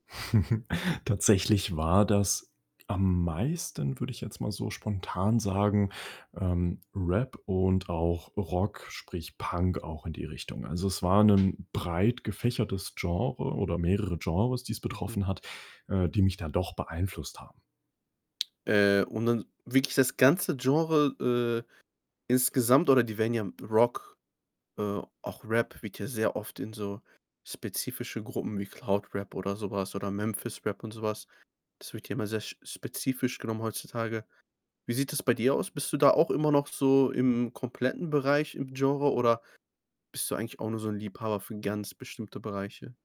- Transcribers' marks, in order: chuckle; other background noise
- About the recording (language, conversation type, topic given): German, podcast, Welche Musik hat dich als Teenager geprägt?